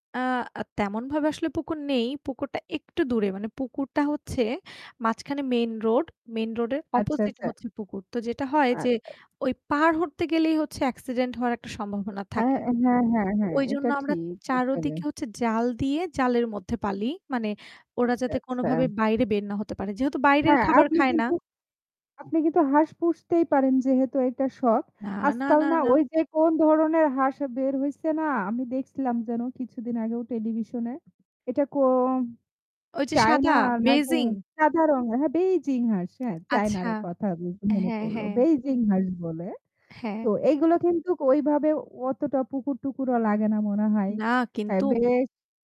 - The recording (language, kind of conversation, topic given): Bengali, unstructured, তোমার কী কী ধরনের শখ আছে?
- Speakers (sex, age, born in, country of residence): female, 25-29, Bangladesh, Bangladesh; female, 35-39, Bangladesh, Bangladesh
- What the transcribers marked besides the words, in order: breath; static